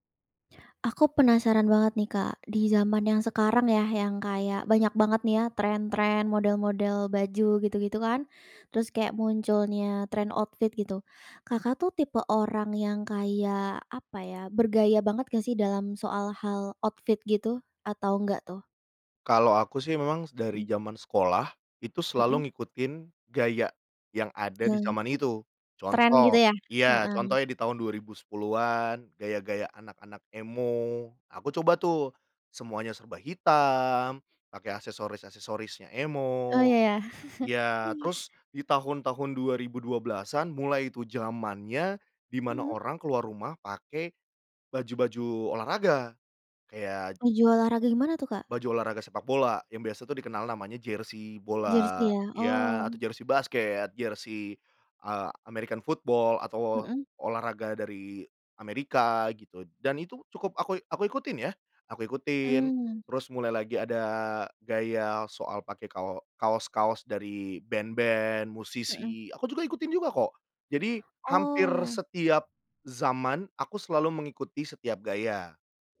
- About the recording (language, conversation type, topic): Indonesian, podcast, Bagaimana kamu tetap tampil gaya sambil tetap hemat anggaran?
- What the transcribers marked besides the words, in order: in English: "outfit"; in English: "outfit"; "memang" said as "memangs"; in English: "emo"; in English: "emo"; chuckle; in English: "American football"